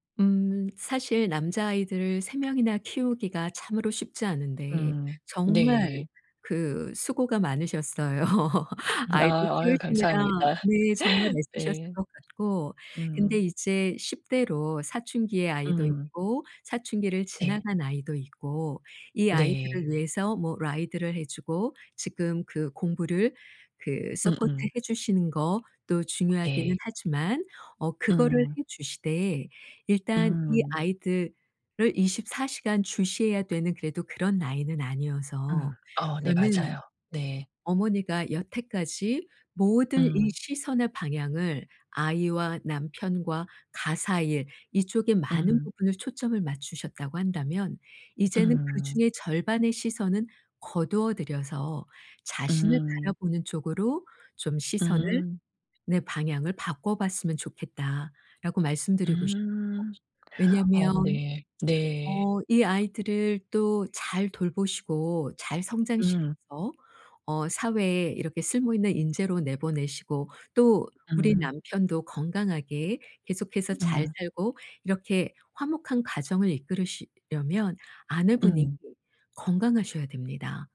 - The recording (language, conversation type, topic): Korean, advice, 집에서 편하게 쉬는 게 늘 어려운 이유
- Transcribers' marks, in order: other background noise; laughing while speaking: "많으셨어요"; laugh; laugh; put-on voice: "ride를"; in English: "ride를"; tapping